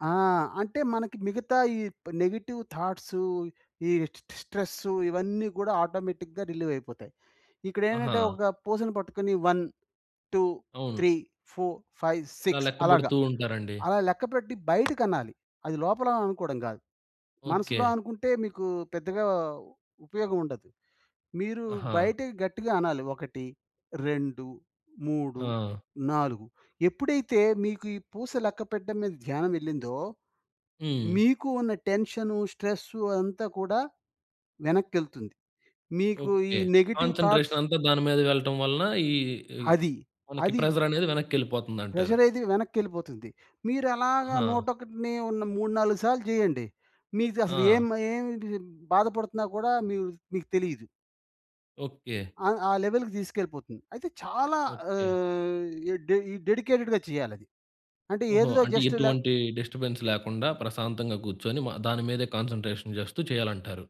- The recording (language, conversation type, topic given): Telugu, podcast, ఒక్క నిమిషం ధ్యానం చేయడం మీకు ఏ విధంగా సహాయపడుతుంది?
- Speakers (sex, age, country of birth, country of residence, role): male, 20-24, India, India, host; male, 55-59, India, India, guest
- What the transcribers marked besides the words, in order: in English: "నెగెటివ్ థాట్స్"; in English: "ఆటోమేటిక్‌గా రిలీవ్"; in English: "వన్ టు త్రీ ఫోర్ ఫైవ్ సిక్స్"; tapping; in English: "నెగెటివ్ థాట్స్"; in English: "కాన్సంట్రేషన్"; in English: "ప్రెజర్"; in English: "లెవెల్‌కి"; in English: "డెడికేటెడ్‌గా"; in English: "జస్ట్"; other background noise; in English: "డిస్టర్బెన్స్"; in English: "కాన్సంట్రేషన్"